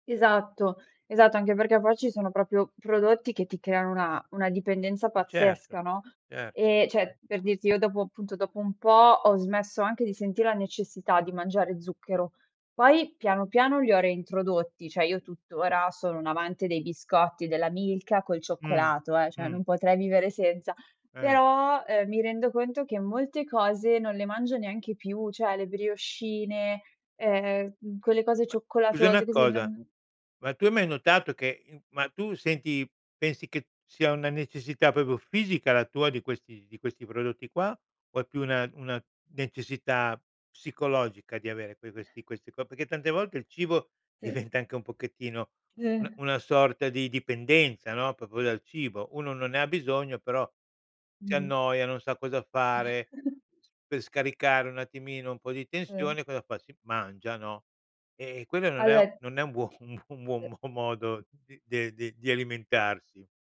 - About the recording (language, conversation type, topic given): Italian, podcast, Quali abitudini ti hanno cambiato davvero la vita?
- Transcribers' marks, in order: "proprio" said as "propio"; "cioè" said as "ceh"; "cioè" said as "ceh"; "cioè" said as "ceh"; "cioè" said as "ceh"; "proprio" said as "popio"; "Perché" said as "pecché"; laughing while speaking: "diventa"; "proprio" said as "popo"; chuckle; other background noise; laughing while speaking: "un buon un buo un buon mo modo"